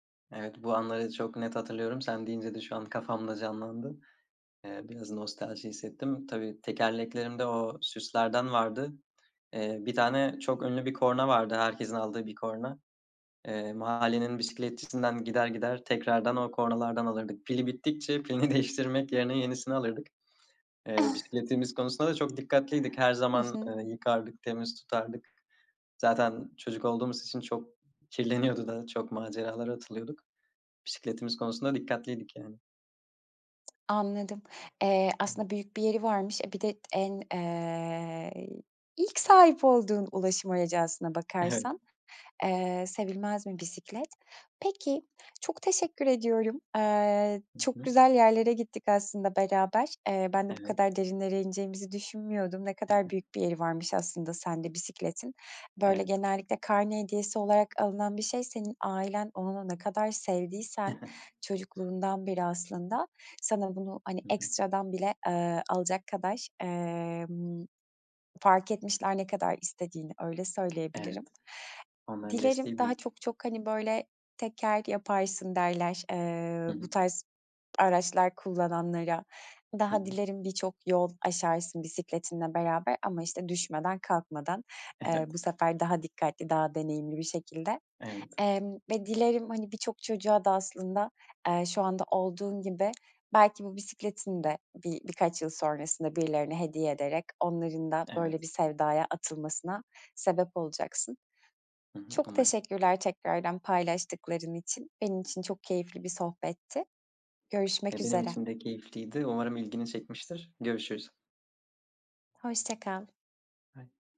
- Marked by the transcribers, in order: laughing while speaking: "değiştirmek"; chuckle; tapping; tsk; other background noise; laughing while speaking: "Evet"; chuckle; other noise; unintelligible speech
- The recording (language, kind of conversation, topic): Turkish, podcast, Bisiklet sürmeyi nasıl öğrendin, hatırlıyor musun?